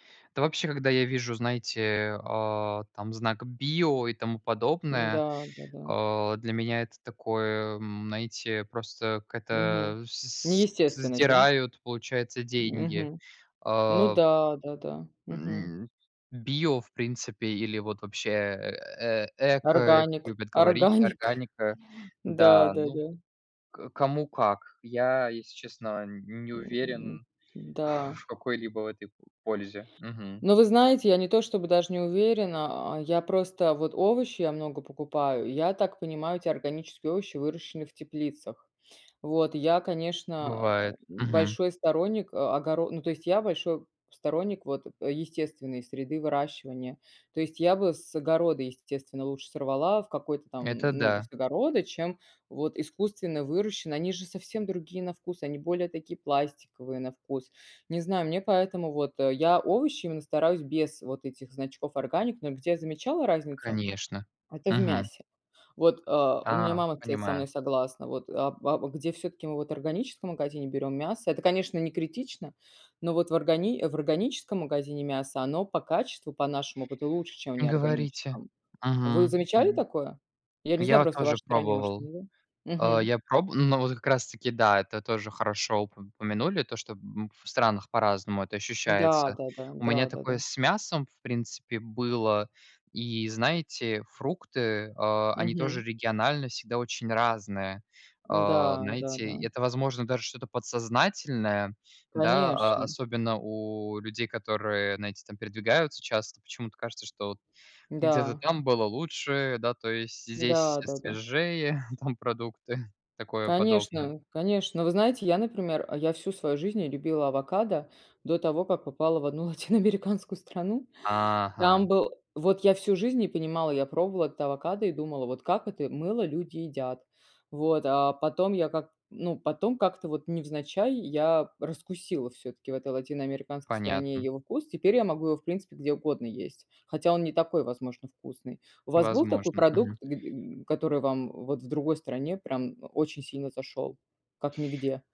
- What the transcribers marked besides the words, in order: laughing while speaking: "Органик!"; chuckle; chuckle; laughing while speaking: "латиноамериканскую страну"
- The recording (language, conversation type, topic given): Russian, unstructured, Насколько, по-вашему, безопасны продукты из обычных магазинов?